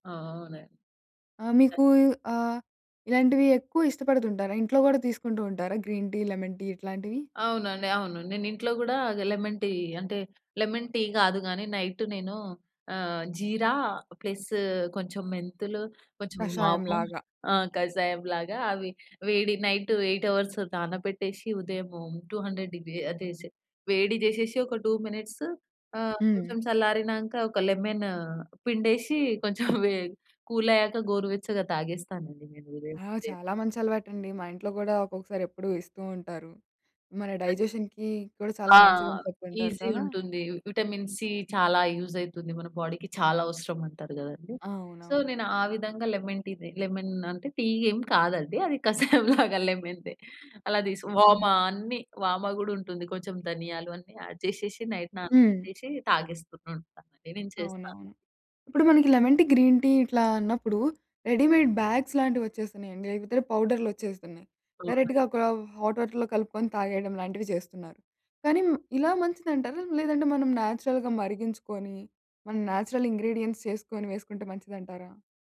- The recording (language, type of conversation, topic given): Telugu, podcast, కాఫీ మీ రోజువారీ శక్తిని ఎలా ప్రభావితం చేస్తుంది?
- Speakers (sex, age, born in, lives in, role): female, 18-19, India, India, host; female, 20-24, India, India, guest
- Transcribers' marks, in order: other noise; in English: "గ్రీన్ టీ, లెమన్ టీ"; in English: "లెమన్ టీ"; in English: "లెమన్ టీ"; in English: "జీరా, ప్లస్"; in English: "నైట్ ఎయిట్ అవర్స్"; in English: "టూ హండ్రెడ్ డిగ్రీ"; in English: "టూ మినిట్స్"; drawn out: "లెమను"; chuckle; in English: "కూల్"; in English: "డైజెషన్‌కి"; in English: "ఈజీ"; in English: "విటమిన్ సి"; in English: "యూజ్"; in English: "బాడీకి"; in English: "సో"; in English: "లెమన్ టీనే లెమన్"; laughing while speaking: "కసాయంలాగా"; in English: "లెమన్ టీ"; in English: "యాడ్"; in English: "నైట్"; in English: "లెమన్ టీ, గ్రీన్ టీ"; in English: "రెడీమేడ్ బ్యాగ్స్"; in English: "డైరెక్ట్‌గ"; in English: "హాట్ వాటర్‌లో"; in English: "నేచురల్‌గ"; in English: "నేచురల్ ఇంగ్రీడియెంట్స్"